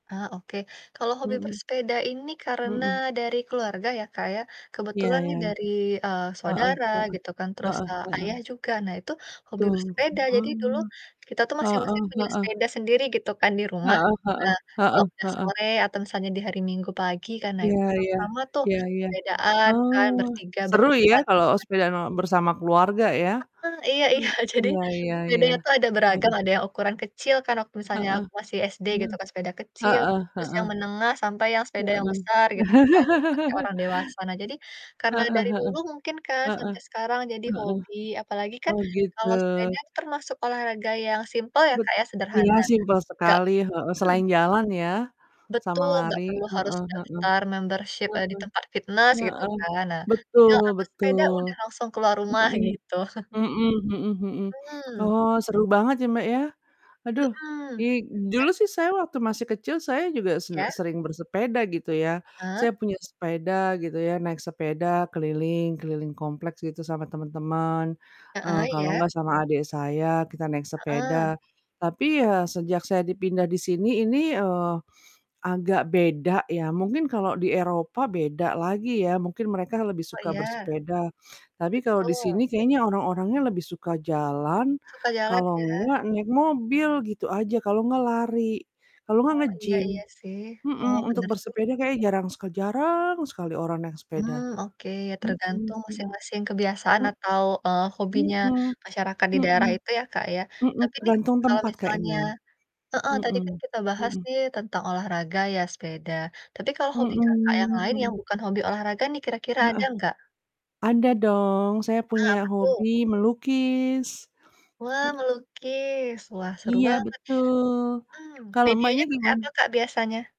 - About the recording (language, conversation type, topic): Indonesian, unstructured, Hobi apa yang paling membuatmu merasa tenang saat melakukannya?
- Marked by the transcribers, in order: static; distorted speech; unintelligible speech; laughing while speaking: "iya"; laugh; other background noise; in English: "membership"; chuckle; stressed: "jarang"